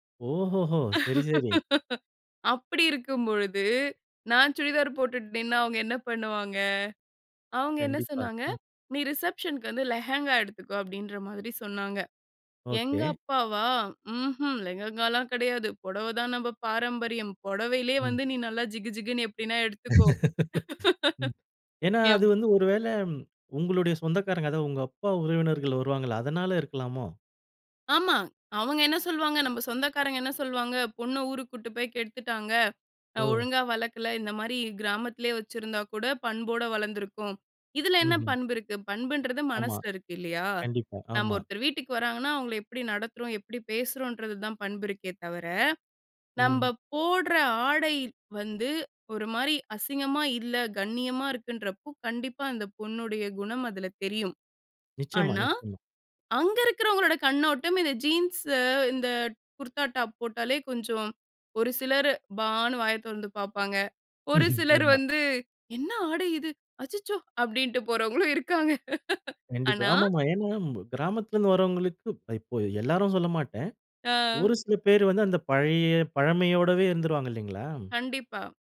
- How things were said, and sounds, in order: laugh; laugh; laugh; other background noise; laugh; laughing while speaking: "ஒரு சிலர் வந்து"; surprised: "என்ன ஆடை இது? அச்சச்சோ!"; laughing while speaking: "இருக்காங்க"
- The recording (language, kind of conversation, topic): Tamil, podcast, புதிய தோற்றம் உங்கள் உறவுகளுக்கு எப்படி பாதிப்பு கொடுத்தது?